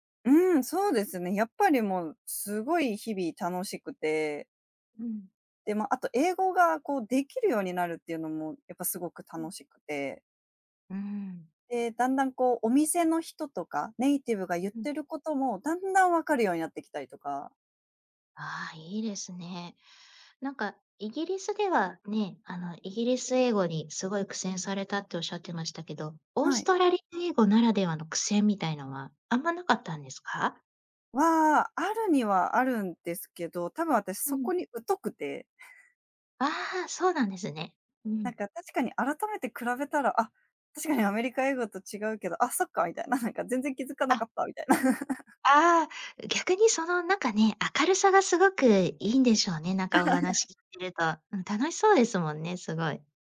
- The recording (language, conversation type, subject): Japanese, podcast, 人生で一番の挑戦は何でしたか？
- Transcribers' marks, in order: "英語" said as "ねえご"; laugh; laugh